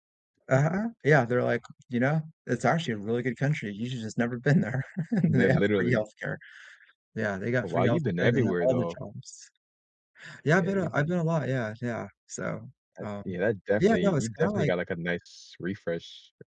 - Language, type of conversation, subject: English, unstructured, What creative downtime helps you recharge, and how would you like to enjoy or share it together?
- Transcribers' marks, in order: laughing while speaking: "been there. They have"